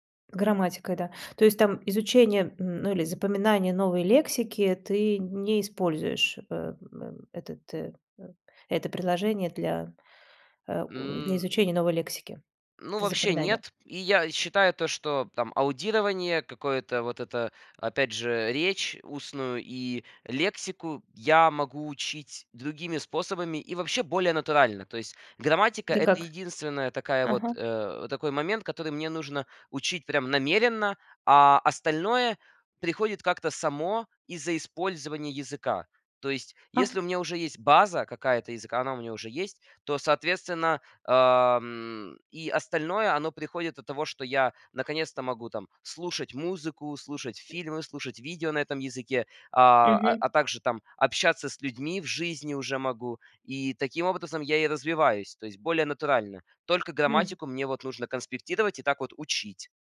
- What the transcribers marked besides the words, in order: other background noise
- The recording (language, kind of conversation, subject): Russian, podcast, Как вы формируете личную библиотеку полезных материалов?